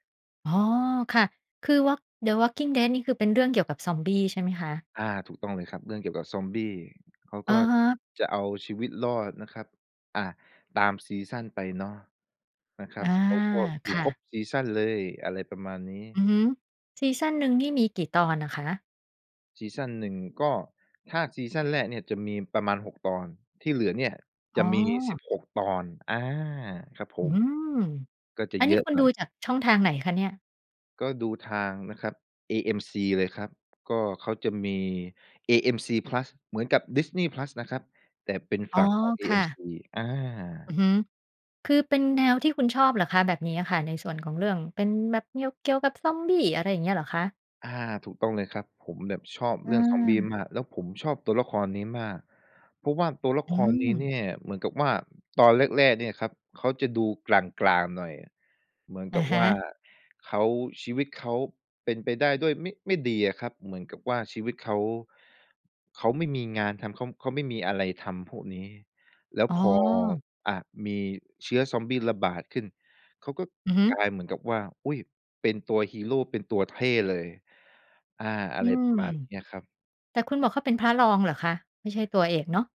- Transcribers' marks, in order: other background noise
- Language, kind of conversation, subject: Thai, podcast, มีตัวละครตัวไหนที่คุณใช้เป็นแรงบันดาลใจบ้าง เล่าให้ฟังได้ไหม?
- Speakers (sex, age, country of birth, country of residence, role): female, 50-54, Thailand, Thailand, host; male, 25-29, Thailand, Thailand, guest